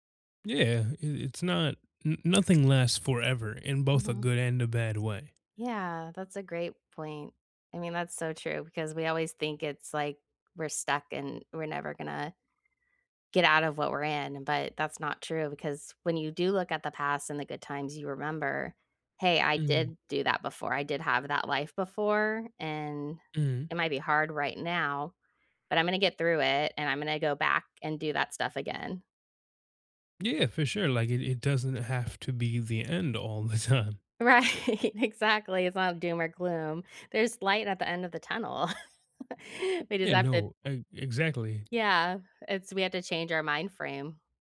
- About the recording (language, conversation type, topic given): English, unstructured, How can focusing on happy memories help during tough times?
- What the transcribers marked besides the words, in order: laughing while speaking: "the time"; laughing while speaking: "Right, exactly"; chuckle; tapping